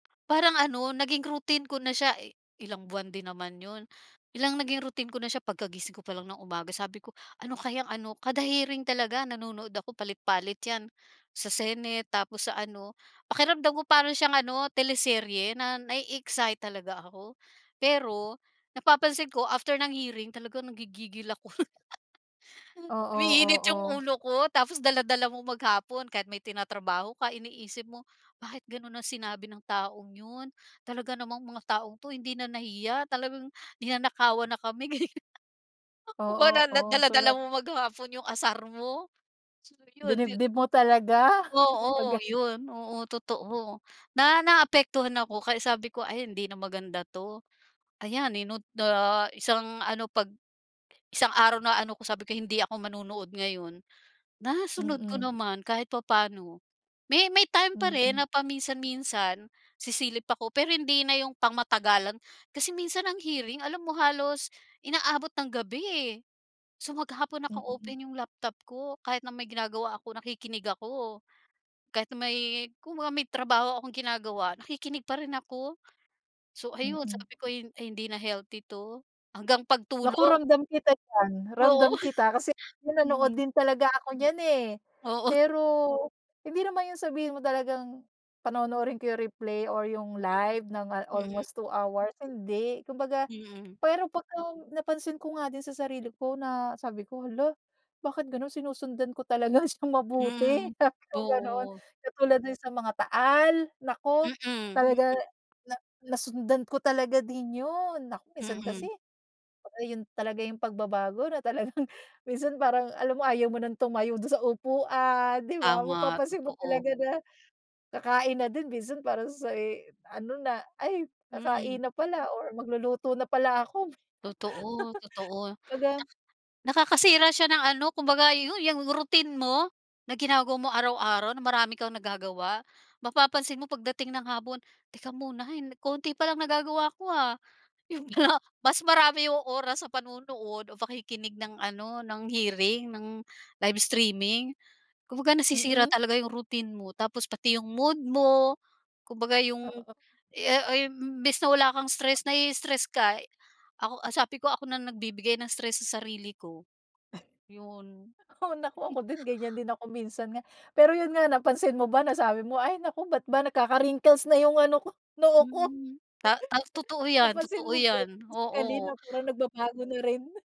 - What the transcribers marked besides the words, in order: tapping; laugh; laughing while speaking: "ganyan"; laughing while speaking: "kumbaga"; other background noise; chuckle; other noise; chuckle; laughing while speaking: "talagang"; chuckle; laughing while speaking: "Yun nga"; laughing while speaking: "Oo"; laughing while speaking: "ko, noo ko"
- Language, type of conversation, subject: Filipino, podcast, Anong maliit na pagbabago ang nagkaroon ng malaking epekto sa buhay mo?